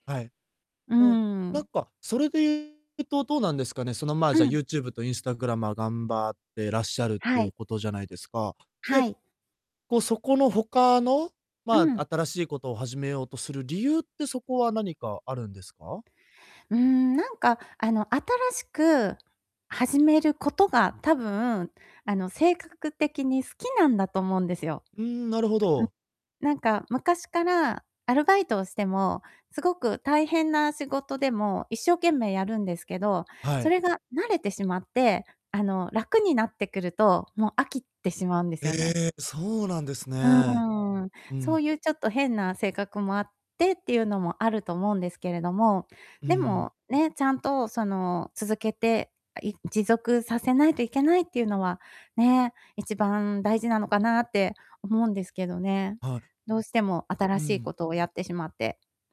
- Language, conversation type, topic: Japanese, advice, 小さな失敗ですぐ諦めてしまうのですが、どうすれば続けられますか？
- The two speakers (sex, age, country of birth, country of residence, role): female, 50-54, Japan, Japan, user; male, 20-24, Japan, Japan, advisor
- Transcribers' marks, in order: distorted speech; other background noise